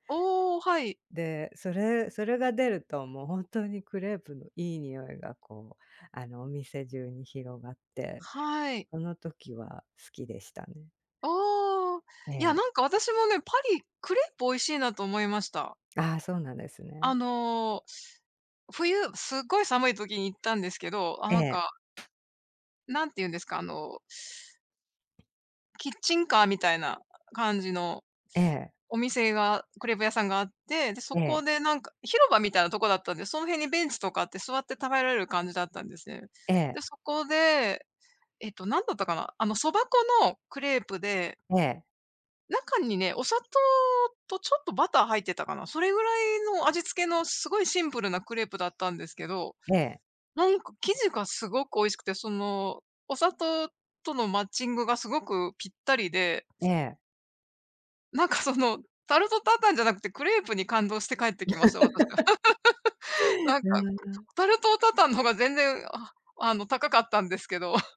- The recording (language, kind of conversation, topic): Japanese, unstructured, 旅先で食べ物に驚いた経験はありますか？
- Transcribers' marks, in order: other background noise; laughing while speaking: "なんかその"; in French: "タルト・タタン"; laugh; laugh; in French: "タルト・タタン"; chuckle